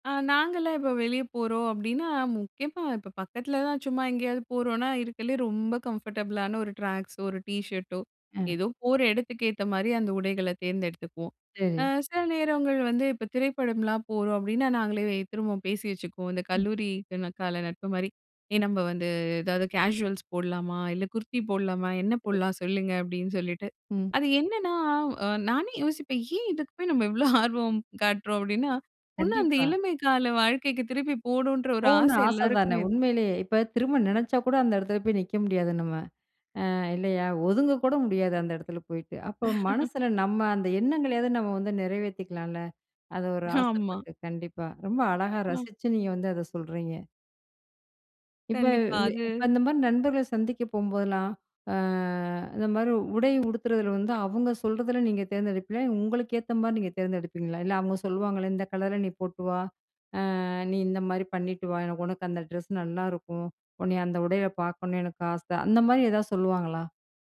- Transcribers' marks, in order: in English: "கம்ஃபர்டபிளான"; in English: "ட்ராக்ஸோ"; tapping; in English: "கேசுவல்ஸ்"; in English: "குர்தி"; other noise; laugh
- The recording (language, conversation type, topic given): Tamil, podcast, நண்பர்களைச் சந்திக்கும்போது நீங்கள் பொதுவாக எப்படியான உடை அணிவீர்கள்?